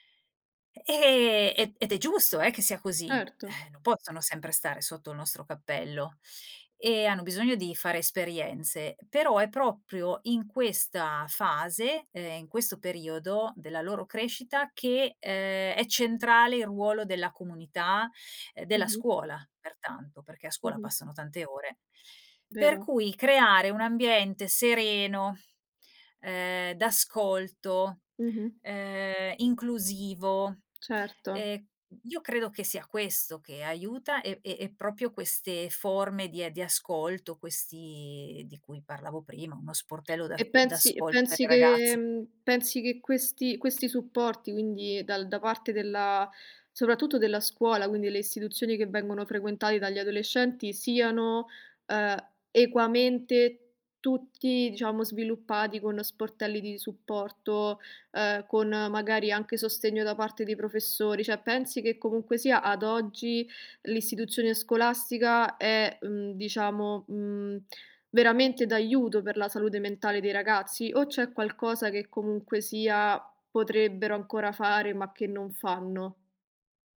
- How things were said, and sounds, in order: tapping; "proprio" said as "propio"; other background noise; "cioè" said as "ceh"
- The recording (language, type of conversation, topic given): Italian, podcast, Come sostenete la salute mentale dei ragazzi a casa?